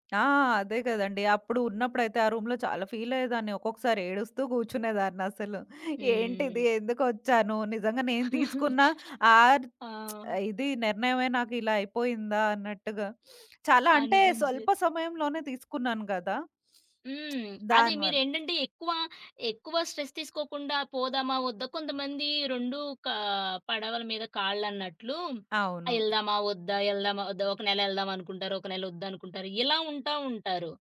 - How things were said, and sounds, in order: tapping; in English: "రూమ్‌లో"; in English: "ఫీల్"; laughing while speaking: "ఏంటిది? ఎందుకొచ్చాను?"; chuckle; other background noise; lip smack; sniff; sniff; lip smack; in English: "స్ట్రెస్"
- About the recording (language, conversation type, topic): Telugu, podcast, స్వల్ప కాలంలో మీ జీవితాన్ని మార్చేసిన సంభాషణ ఏది?